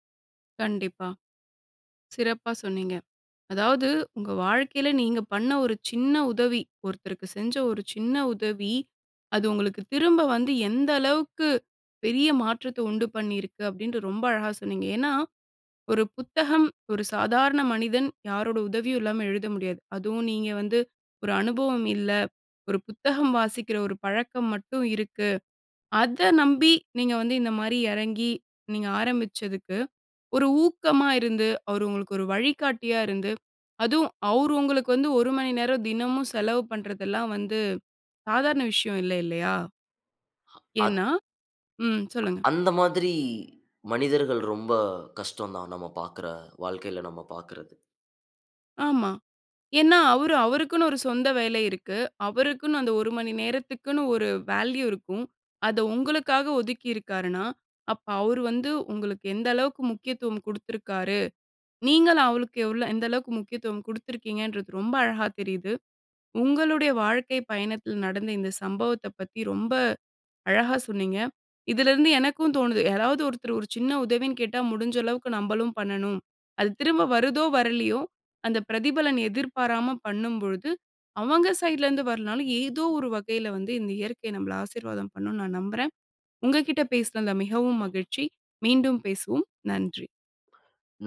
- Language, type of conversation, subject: Tamil, podcast, ஒரு சிறிய சம்பவம் உங்கள் வாழ்க்கையில் பெரிய மாற்றத்தை எப்படிச் செய்தது?
- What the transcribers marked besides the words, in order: tapping; surprised: "அதுவும் அவரு உங்களுக்கு வந்து ஒரு … விஷயம் இல்ல இல்லயா"; other noise; in English: "வேல்யூ"; "அவருக்கு" said as "அவளுக்கு"; unintelligible speech